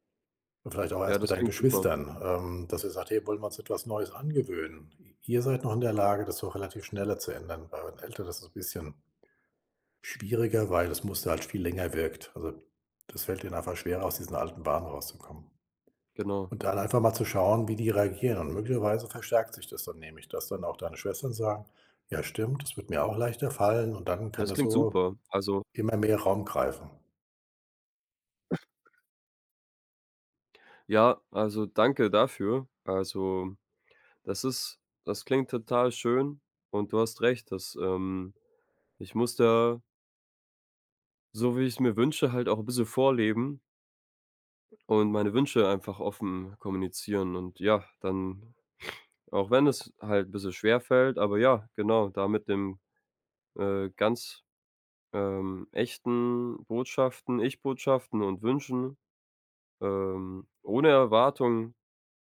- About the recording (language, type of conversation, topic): German, advice, Wie finden wir heraus, ob unsere emotionalen Bedürfnisse und Kommunikationsstile zueinander passen?
- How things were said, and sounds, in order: other noise